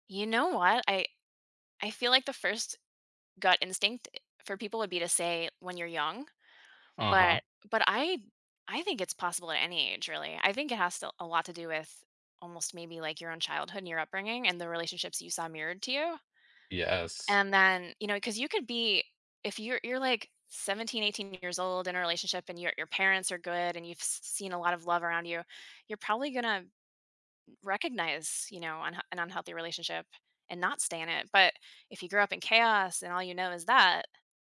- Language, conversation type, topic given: English, unstructured, What are some emotional or practical reasons people remain in relationships that aren't healthy for them?
- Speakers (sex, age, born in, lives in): female, 40-44, United States, United States; male, 20-24, United States, United States
- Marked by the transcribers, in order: other background noise